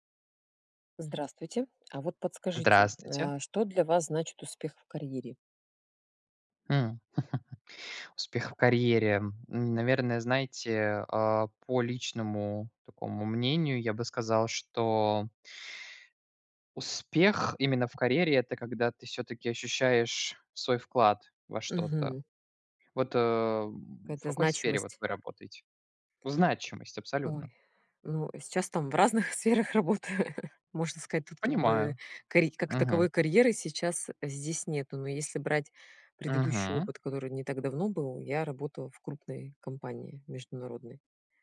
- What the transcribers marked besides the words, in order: tapping; chuckle; laughing while speaking: "разных сферах работаю"; chuckle
- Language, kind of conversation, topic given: Russian, unstructured, Что для тебя значит успех в карьере?